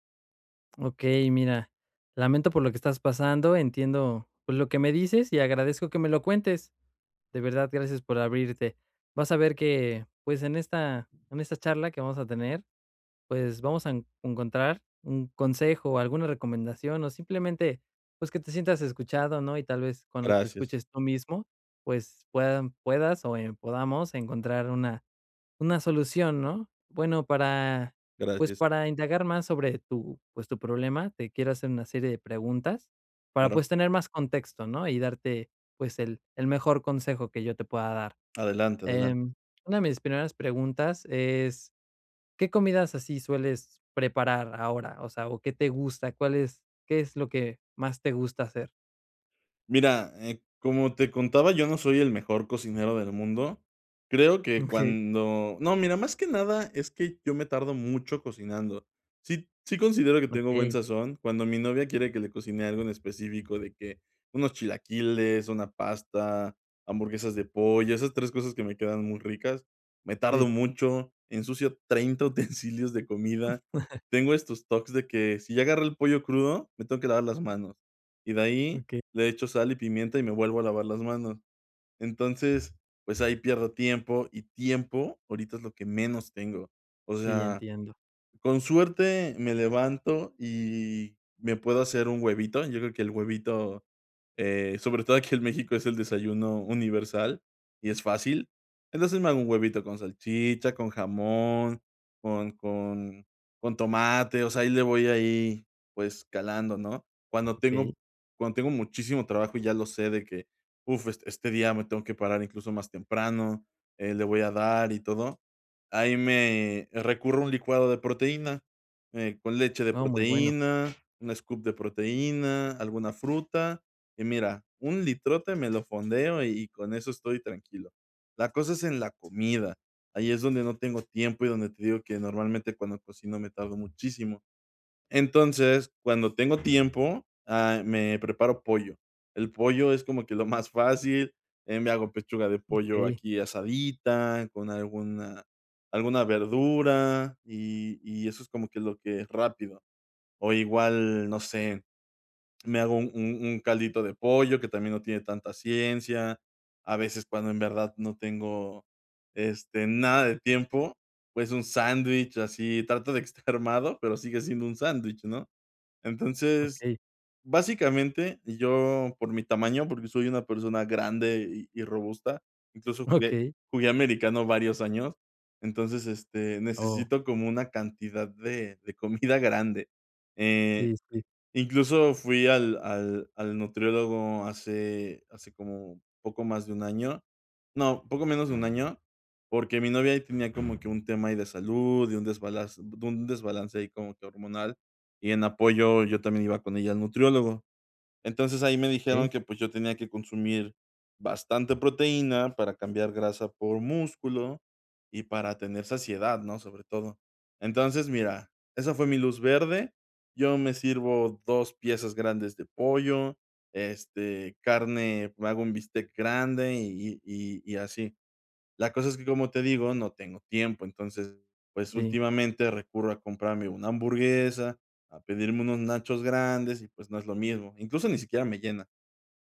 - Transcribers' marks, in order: tapping; other background noise; chuckle; laughing while speaking: "utensilios"; laughing while speaking: "aquí en México"; laughing while speaking: "trato de estar armado, pero sigue siendo un sándwich"; laughing while speaking: "Okey"; laughing while speaking: "comida"
- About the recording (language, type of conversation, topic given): Spanish, advice, ¿Cómo puedo sentirme más seguro al cocinar comidas saludables?